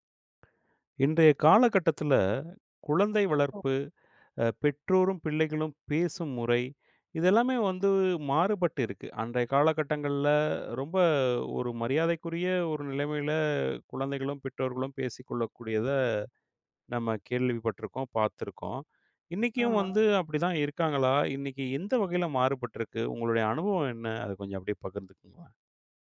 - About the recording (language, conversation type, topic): Tamil, podcast, இப்போது பெற்றோரும் பிள்ளைகளும் ஒருவருடன் ஒருவர் பேசும் முறை எப்படி இருக்கிறது?
- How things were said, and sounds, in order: none